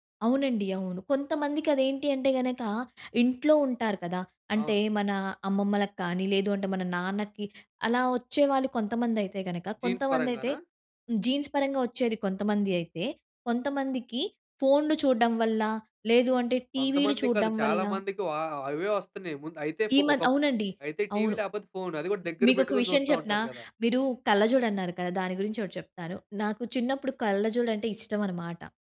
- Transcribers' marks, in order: in English: "జీన్స్"; in English: "జీన్స్"; tapping
- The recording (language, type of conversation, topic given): Telugu, podcast, పిల్లల ఫోన్ వినియోగ సమయాన్ని పర్యవేక్షించాలా వద్దా అనే విషయంలో మీరు ఎలా నిర్ణయం తీసుకుంటారు?